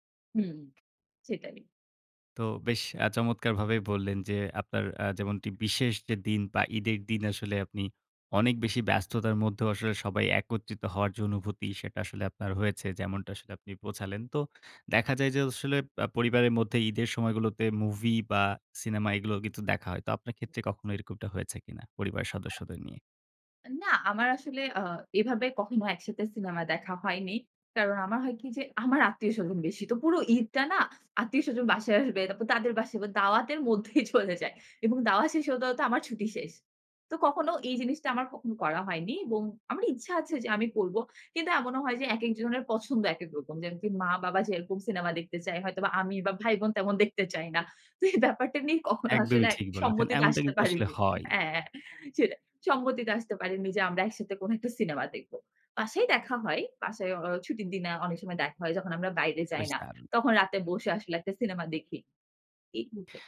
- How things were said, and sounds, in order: "কিন্তু" said as "কিথু"; scoff; "আমার" said as "আম্রি"; "যেমনকি" said as "যেনজি"; laughing while speaking: "তো এই ব্যাপারটা নিয়ে কখনো আসলে একই সম্মতিতে আসতে পারিনি হ্যাঁ, সেটা"; unintelligible speech
- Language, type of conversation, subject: Bengali, podcast, অনেক ব্যস্ততার মধ্যেও পরিবারের সঙ্গে সময় ভাগ করে নেওয়ার উপায় কী?